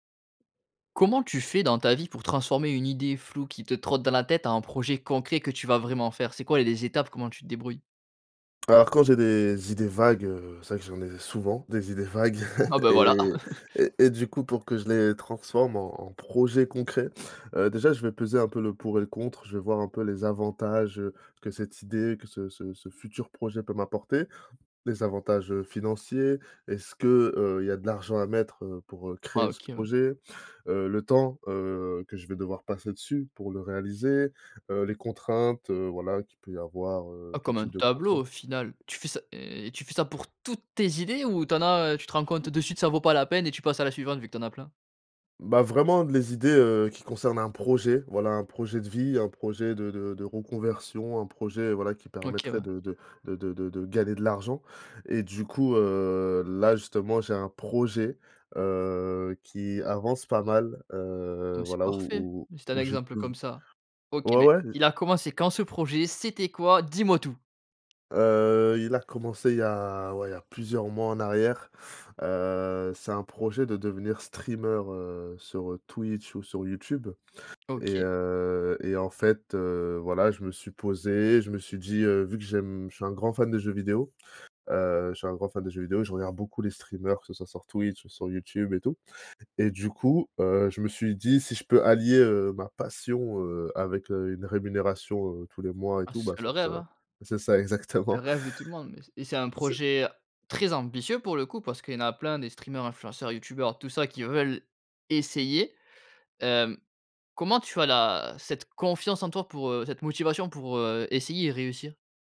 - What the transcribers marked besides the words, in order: other background noise; chuckle; stressed: "tableau"; stressed: "toutes"; stressed: "très"; stressed: "essayer"
- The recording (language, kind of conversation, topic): French, podcast, Comment transformes-tu une idée vague en projet concret ?